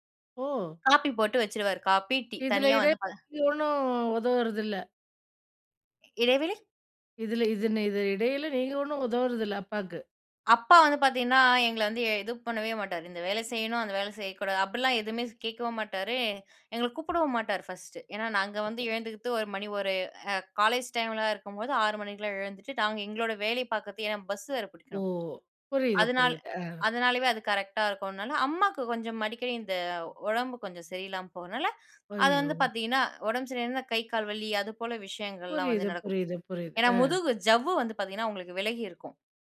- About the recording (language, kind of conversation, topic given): Tamil, podcast, வீட்டில் காலை நேரத்தை தொடங்க நீங்கள் பின்பற்றும் வழக்கம் என்ன?
- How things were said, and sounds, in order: in English: "ஃபர்ஸ்ட்டு"; tapping